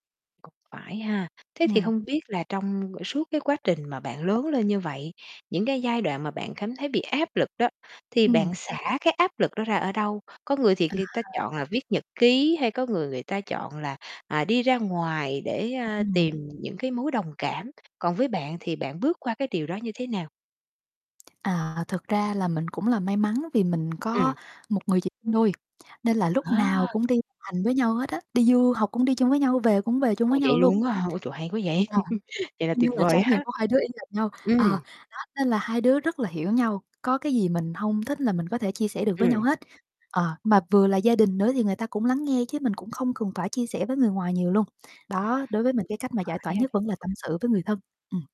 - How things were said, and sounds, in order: distorted speech; other background noise; static; tapping; unintelligible speech; laugh
- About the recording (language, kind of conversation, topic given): Vietnamese, podcast, Bạn thường làm gì khi cảm thấy áp lực từ những kỳ vọng của gia đình?